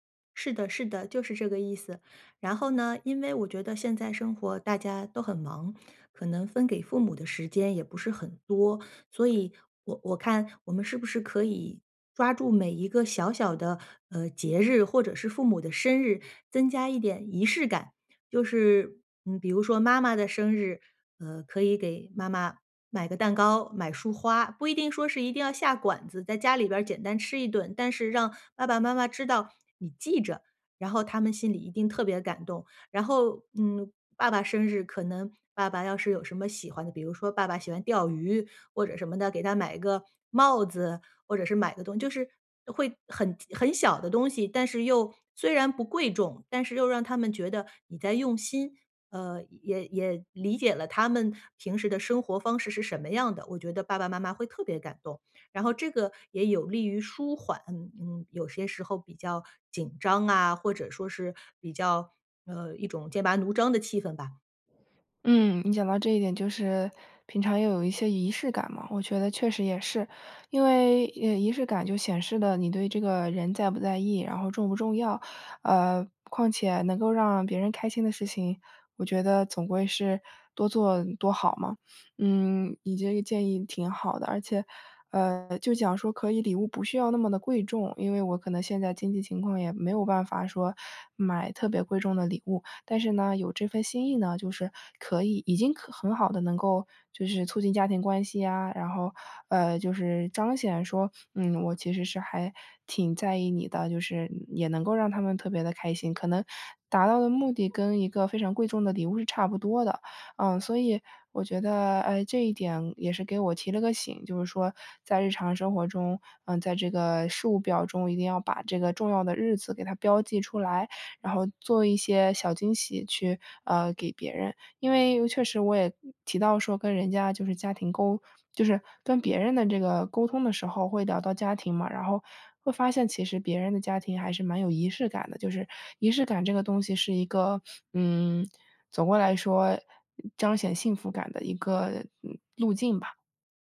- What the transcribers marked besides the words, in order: none
- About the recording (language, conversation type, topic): Chinese, advice, 我们怎样改善家庭的沟通习惯？